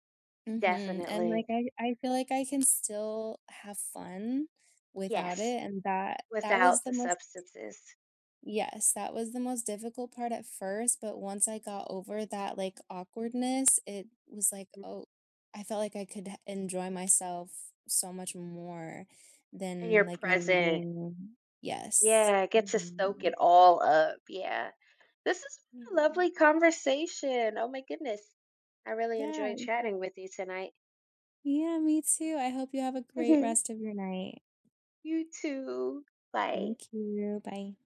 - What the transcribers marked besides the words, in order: other background noise; tapping
- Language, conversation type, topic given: English, unstructured, How can you balance your social life and healthy choices without feeling like they’re in conflict?
- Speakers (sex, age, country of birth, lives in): female, 30-34, United States, United States; female, 35-39, United States, United States